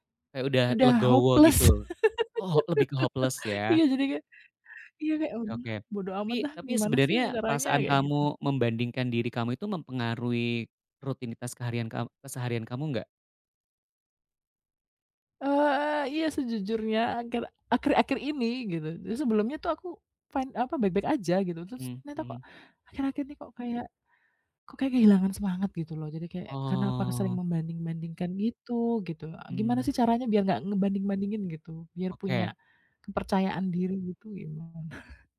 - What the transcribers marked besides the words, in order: in English: "hopeless"; laugh; in English: "hopeless"; in English: "fine"; laughing while speaking: "gimana?"
- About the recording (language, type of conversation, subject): Indonesian, advice, Mengapa saya sering membandingkan hidup saya dengan orang lain di media sosial?